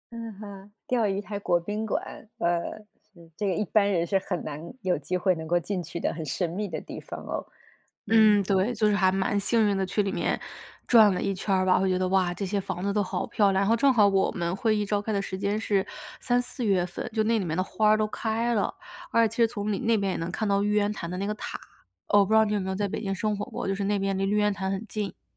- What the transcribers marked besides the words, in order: tapping; other background noise
- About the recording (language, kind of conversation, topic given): Chinese, podcast, 你愿意分享一次你参与志愿活动的经历和感受吗？